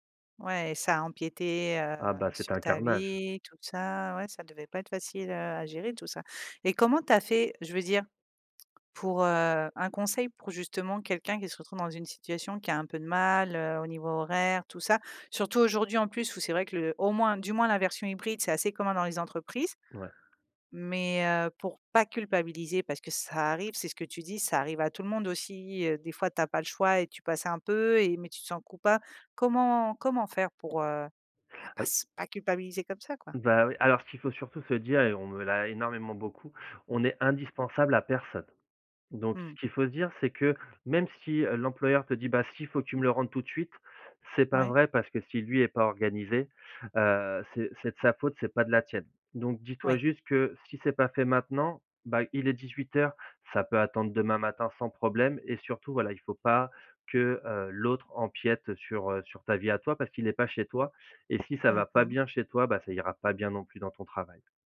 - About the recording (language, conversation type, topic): French, podcast, Comment concilier le travail et la vie de couple sans s’épuiser ?
- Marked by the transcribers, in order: tapping